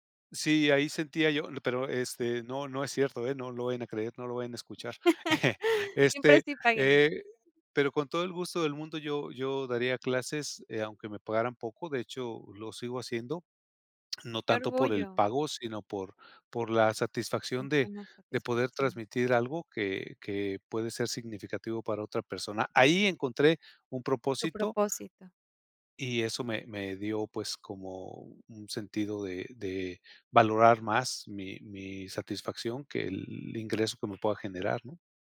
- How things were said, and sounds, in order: laugh; chuckle; other background noise
- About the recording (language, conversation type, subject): Spanish, podcast, ¿Cómo valoras la importancia del salario frente al propósito en tu trabajo?